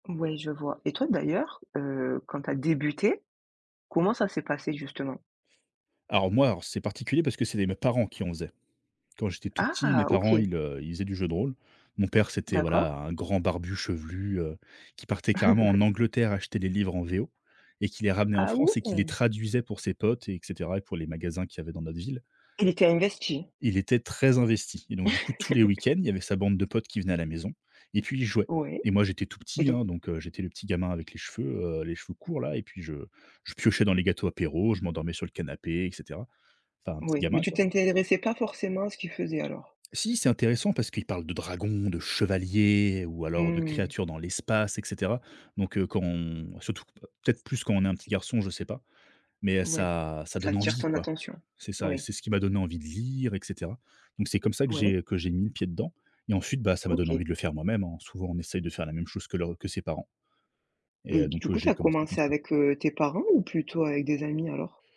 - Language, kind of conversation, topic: French, podcast, Quel conseil donnerais-tu à un débutant enthousiaste ?
- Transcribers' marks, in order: stressed: "débuté"; other background noise; chuckle; anticipating: "Ah ouais !"; stressed: "très"; laugh; stressed: "dragons"; stressed: "chevaliers"; drawn out: "Mmh"; stressed: "envie"